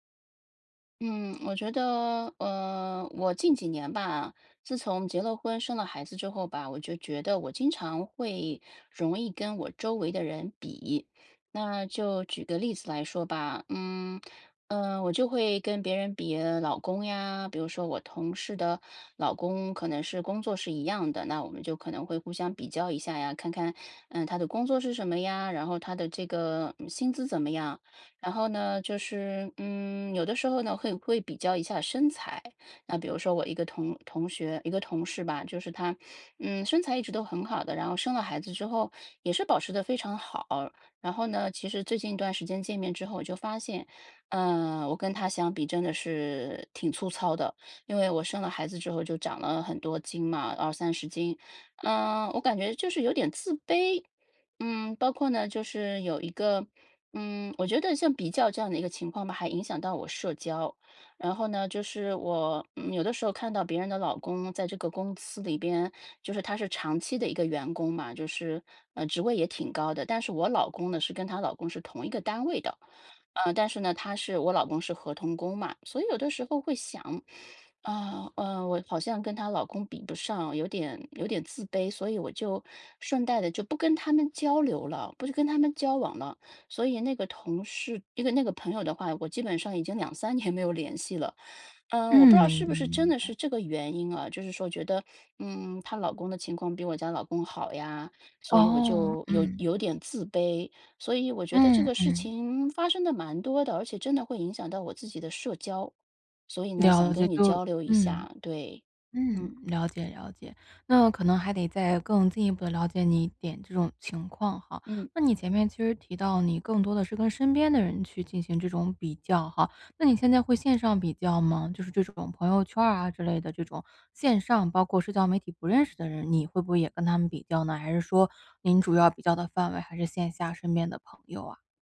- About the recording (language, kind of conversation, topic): Chinese, advice, 和别人比较后开始怀疑自己的价值，我该怎么办？
- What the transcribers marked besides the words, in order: none